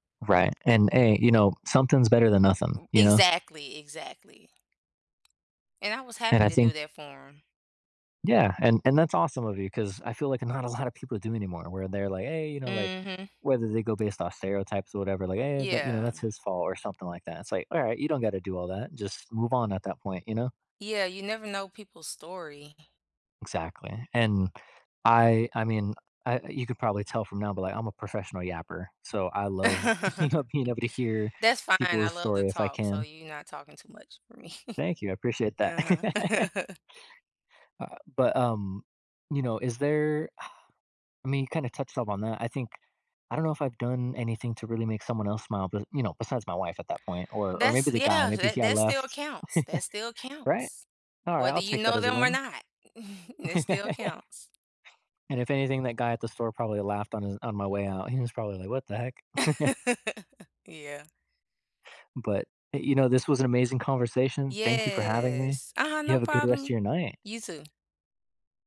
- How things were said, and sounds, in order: tapping; chuckle; laughing while speaking: "you know"; chuckle; laugh; chuckle; exhale; chuckle; chuckle; laugh; laugh; chuckle
- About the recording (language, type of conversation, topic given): English, unstructured, What good news have you heard lately that made you smile?
- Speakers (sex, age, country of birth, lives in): female, 35-39, United States, United States; male, 20-24, United States, United States